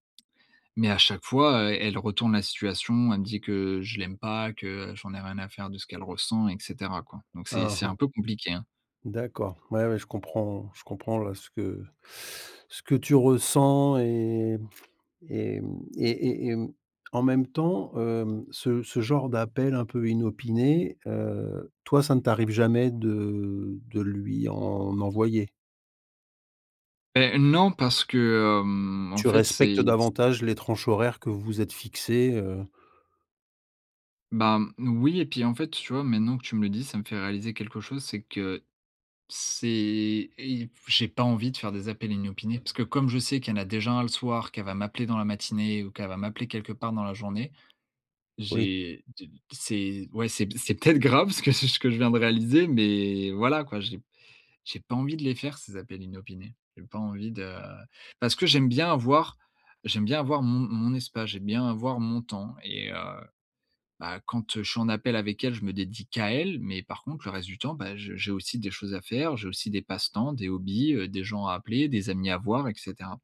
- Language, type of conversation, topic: French, advice, Comment gérer ce sentiment d’étouffement lorsque votre partenaire veut toujours être ensemble ?
- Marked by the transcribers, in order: inhale; other background noise; laughing while speaking: "ce que je"